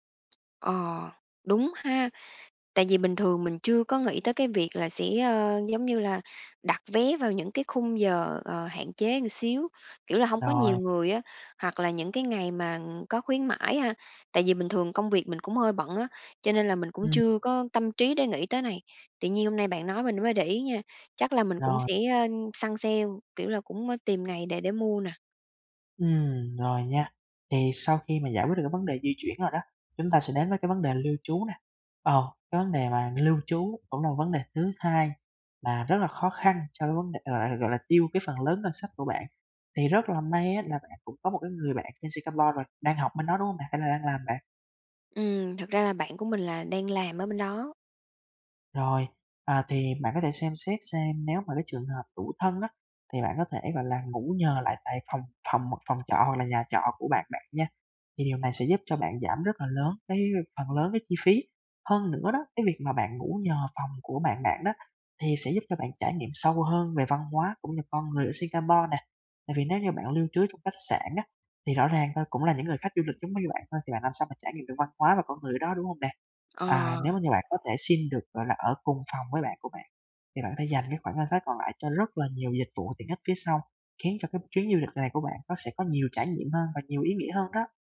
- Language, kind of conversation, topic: Vietnamese, advice, Làm sao để du lịch khi ngân sách rất hạn chế?
- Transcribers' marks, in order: tapping; other background noise